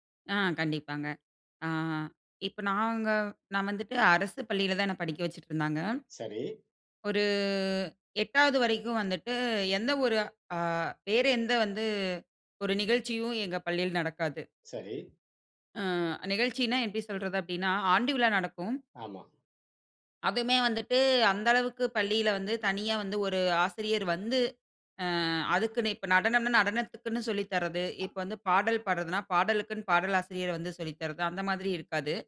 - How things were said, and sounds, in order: drawn out: "ஒரு"; other noise
- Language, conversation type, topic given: Tamil, podcast, பள்ளிக்கால நினைவுகளில் உங்களுக்கு மிகவும் முக்கியமாக நினைவில் நிற்கும் ஒரு அனுபவம் என்ன?